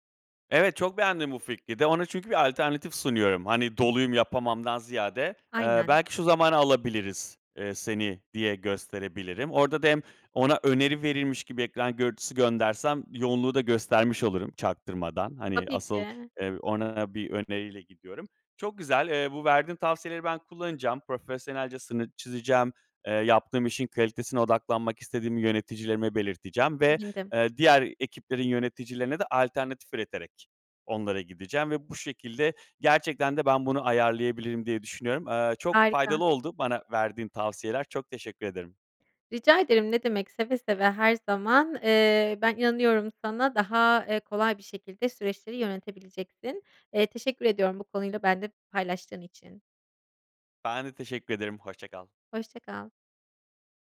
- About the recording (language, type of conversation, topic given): Turkish, advice, İş yüküm arttığında nasıl sınır koyabilir ve gerektiğinde bazı işlerden nasıl geri çekilebilirim?
- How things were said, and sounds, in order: other background noise; tapping